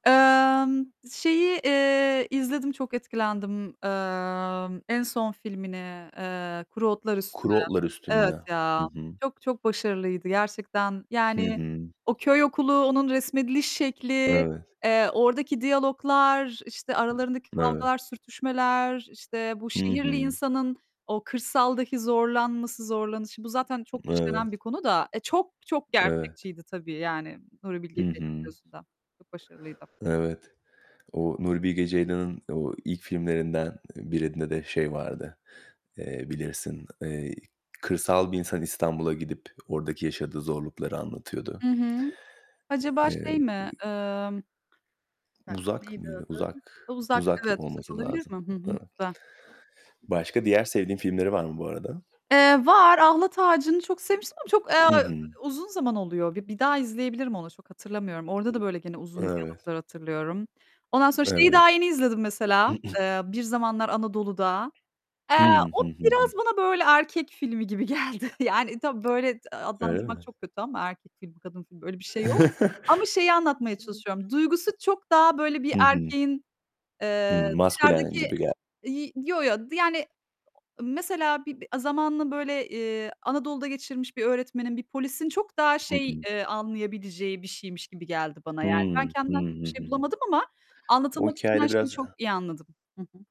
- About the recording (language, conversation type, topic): Turkish, podcast, Dublaj mı yoksa altyazı mı tercih ediyorsun ve neden?
- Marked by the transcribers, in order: static; other background noise; distorted speech; "Kuru Otlar Üstüne" said as "Kuru Otlar Üstünde"; tapping; throat clearing; laughing while speaking: "gibi geldi"; laugh